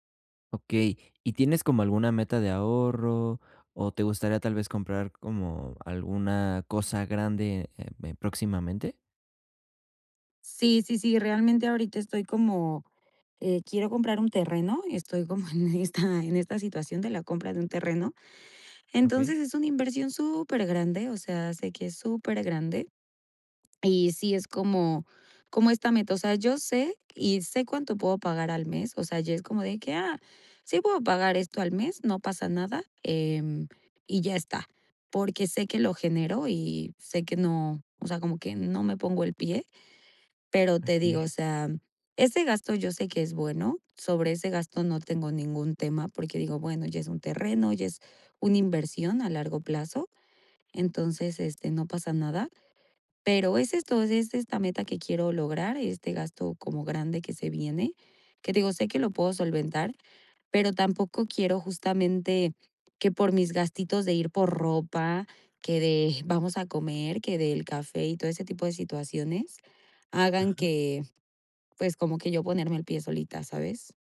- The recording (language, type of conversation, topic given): Spanish, advice, ¿Cómo evito que mis gastos aumenten cuando gano más dinero?
- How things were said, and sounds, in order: laughing while speaking: "en esta"